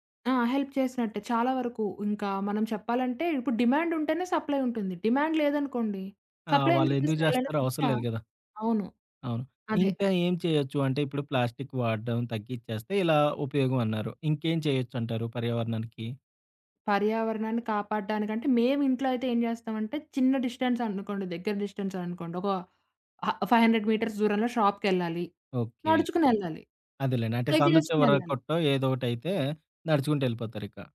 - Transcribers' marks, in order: in English: "హెల్ప్"; in English: "డిమాండ్"; in English: "సప్లై"; in English: "డిమాండ్"; in English: "సప్లై"; in English: "డిస్టెన్స్"; in English: "డిస్టెన్స్"; in English: "ఫైవ్ హండ్రెడ్ మీటర్స్"; other background noise; in English: "షాప్‌కెళ్ళాలి"; in English: "సైకిల్"
- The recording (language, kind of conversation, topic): Telugu, podcast, పర్యావరణ రక్షణలో సాధారణ వ్యక్తి ఏమేం చేయాలి?